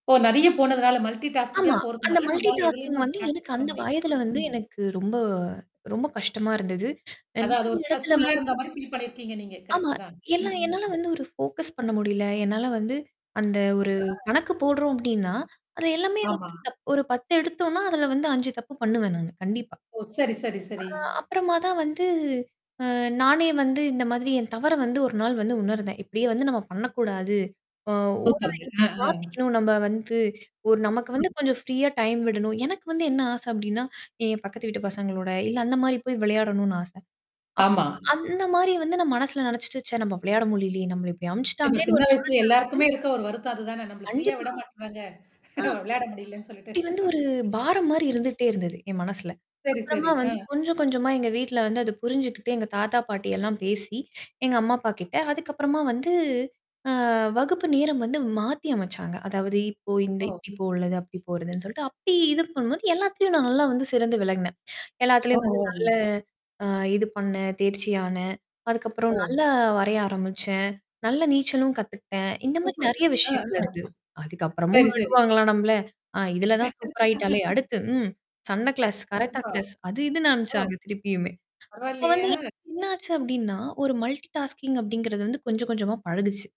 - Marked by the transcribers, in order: mechanical hum; in English: "மல்டி டாஸ்க்கிங்கா"; in English: "மல்டி டாஸ்கிங்"; in English: "ப்ராக்டிஸ்"; other background noise; static; distorted speech; in English: "ஸ்ட்ரெஸ்ஃபுல்லா"; in English: "ஃபில்"; in English: "கரெக்ட்டு"; in English: "ஃபோக்கஸ்"; other noise; unintelligible speech; in English: "ஃப்ரீயா"; tapping; drawn out: "அந்த"; in English: "ஃப்ரீயா"; laughing while speaking: "விளையாட முடியலன்னு சொல்லிட்டு"; horn; laugh; in English: "மல்டி டாஸ்கிங்"
- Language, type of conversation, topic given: Tamil, podcast, ஏதாவது புதிது கற்றுக் கொள்ளும்போது தவறுகளை நீங்கள் எப்படி கையாள்கிறீர்கள்?